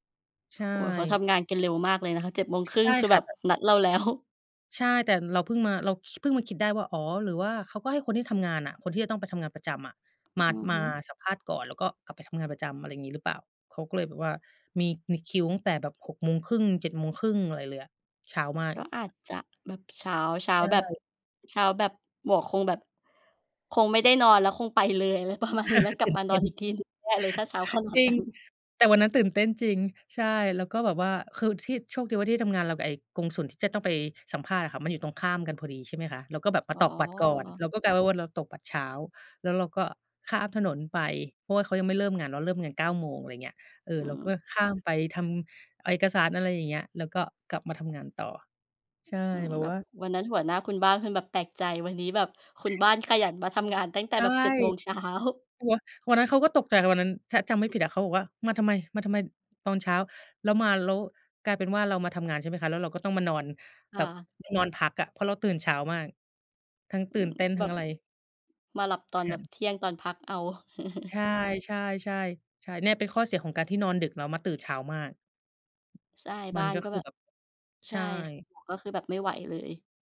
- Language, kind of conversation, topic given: Thai, unstructured, ระหว่างการนอนดึกกับการตื่นเช้า คุณคิดว่าแบบไหนเหมาะกับคุณมากกว่ากัน?
- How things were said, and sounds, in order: other background noise; laughing while speaking: "แล้ว"; tapping; laughing while speaking: "ประมาณนี้"; chuckle; laughing while speaking: "เต้น"; laughing while speaking: "นั้น"; laughing while speaking: "เช้า"; chuckle